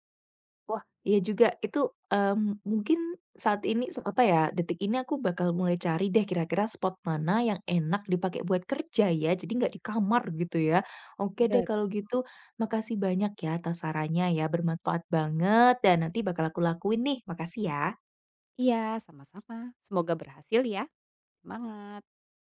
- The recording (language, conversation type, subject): Indonesian, advice, Bagaimana cara menyeimbangkan tuntutan startup dengan kehidupan pribadi dan keluarga?
- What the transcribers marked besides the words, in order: tapping